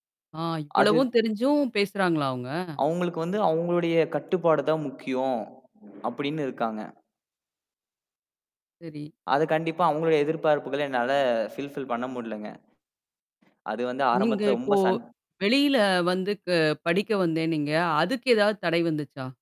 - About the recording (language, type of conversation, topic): Tamil, podcast, குடும்ப எதிர்பார்ப்புகளை மீறுவது எளிதா, சிரமமா, அதை நீங்கள் எப்படி சாதித்தீர்கள்?
- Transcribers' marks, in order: other background noise; in English: "ஃபில்ஃபில்"; mechanical hum